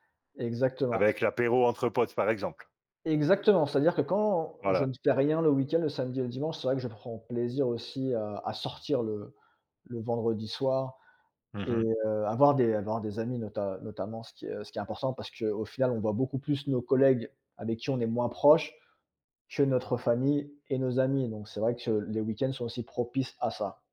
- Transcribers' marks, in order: none
- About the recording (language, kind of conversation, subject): French, unstructured, Comment passes-tu ton temps libre le week-end ?